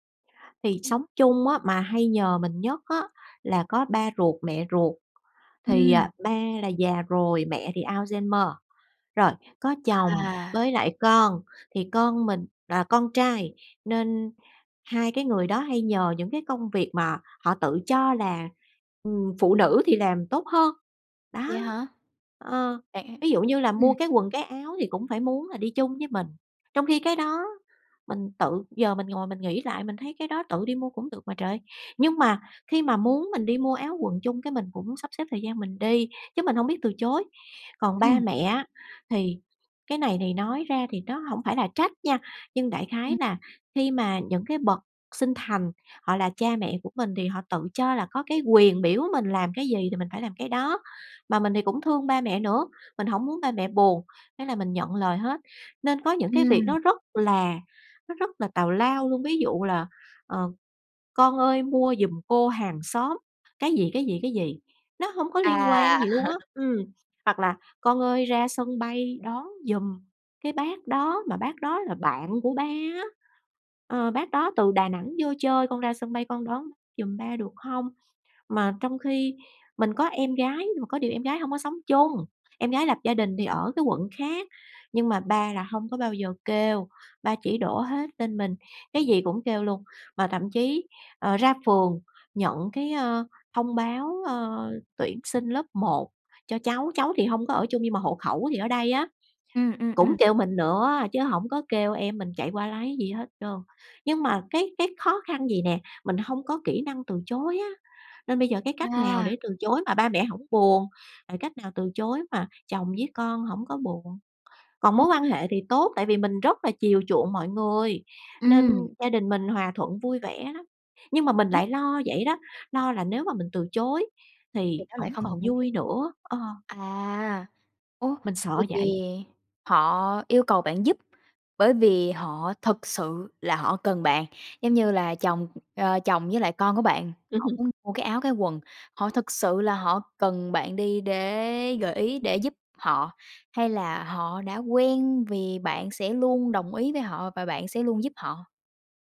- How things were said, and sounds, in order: tapping; laugh; other background noise
- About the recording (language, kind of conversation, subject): Vietnamese, advice, Làm thế nào để nói “không” khi người thân luôn mong tôi đồng ý mọi việc?